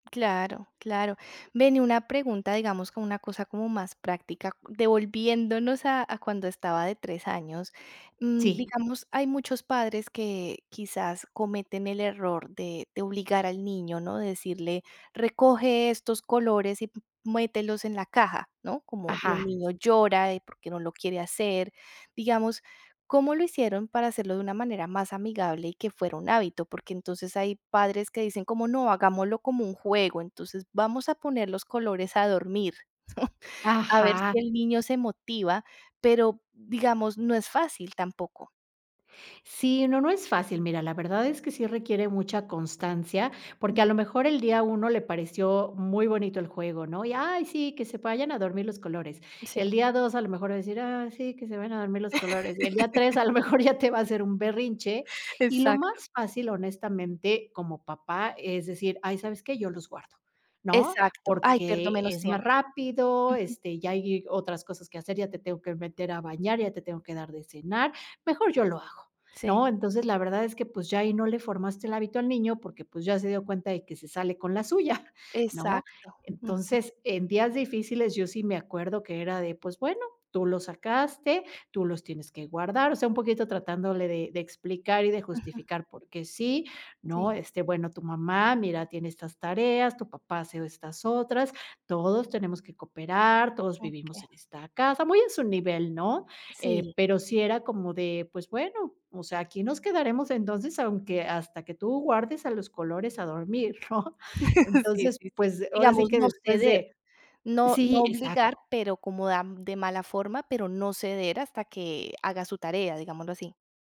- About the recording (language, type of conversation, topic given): Spanish, podcast, ¿Cómo les enseñan los padres a los niños a ser responsables?
- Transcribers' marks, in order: chuckle; chuckle; tapping; laughing while speaking: "mejor"; other background noise; chuckle; chuckle; laughing while speaking: "¿no?"